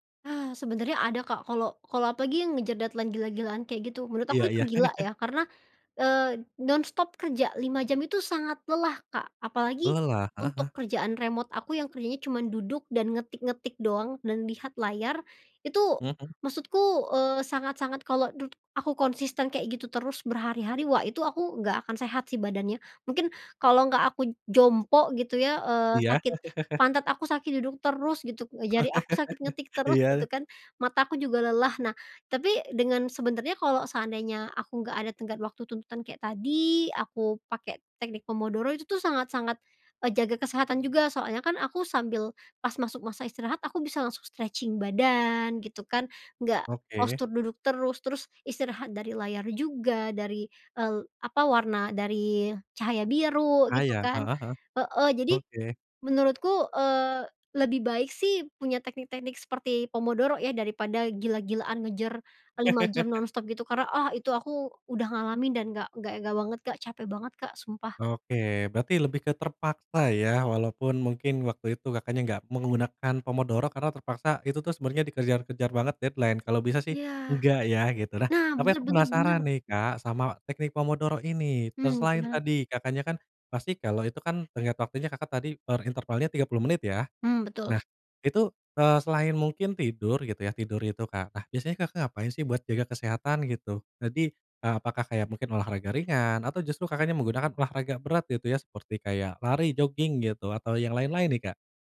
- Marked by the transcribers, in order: in English: "deadline"; chuckle; chuckle; chuckle; in English: "stretching"; chuckle; in English: "deadline"
- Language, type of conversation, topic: Indonesian, podcast, Apakah kamu suka menggunakan pengatur waktu fokus seperti metode Pomodoro, dan mengapa?